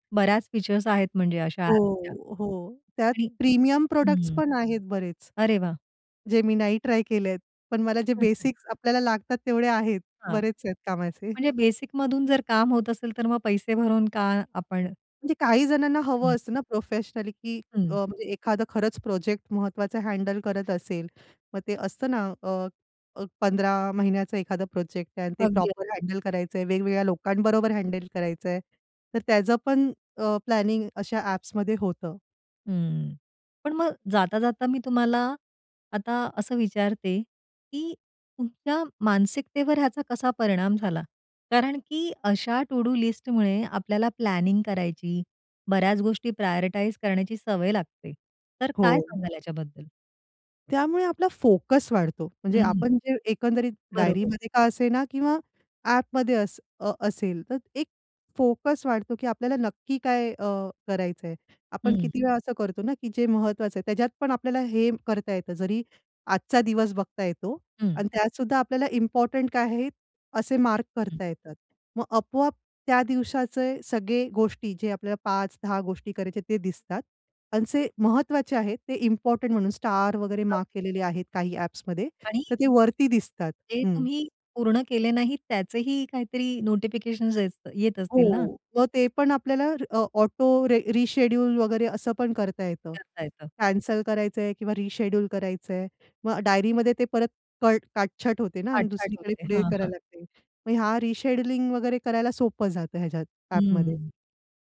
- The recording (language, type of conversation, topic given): Marathi, podcast, कुठल्या कामांची यादी तयार करण्याच्या अनुप्रयोगामुळे तुमचं काम अधिक सोपं झालं?
- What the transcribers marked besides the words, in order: in English: "प्रीमियम प्रॉडक्ट्स"; chuckle; in English: "प्रोफेशनली"; tapping; other background noise; in English: "प्रॉपर हँडल"; in English: "प्लॅनिंग"; in English: "टु डू लिस्टमुळे"; in English: "प्लॅनिंग"; in English: "प्रायोरिटाइज"; in English: "ॲपमध्ये"; in English: "ऑटो रे रिशेड्यूल"